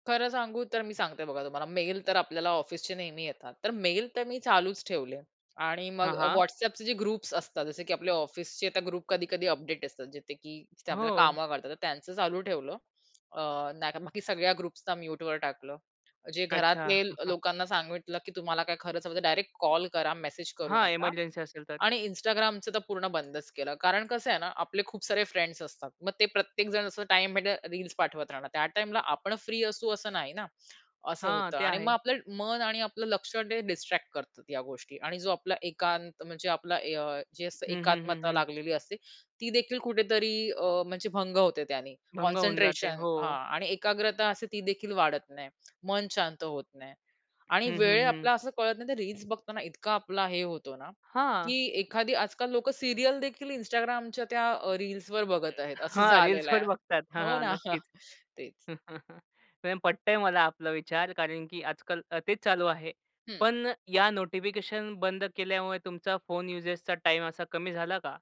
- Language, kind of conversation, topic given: Marathi, podcast, तुम्ही सूचना बंद केल्यावर तुम्हाला कोणते बदल जाणवले?
- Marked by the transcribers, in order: in English: "ग्रुप्स"; in English: "ग्रुप"; tapping; in English: "ग्रुप्सला"; chuckle; in English: "फ्रेंड्स"; other background noise; in English: "सीरियल"; other noise; laughing while speaking: "हां. रील्सवर बघतात"; laughing while speaking: "हो ना"; chuckle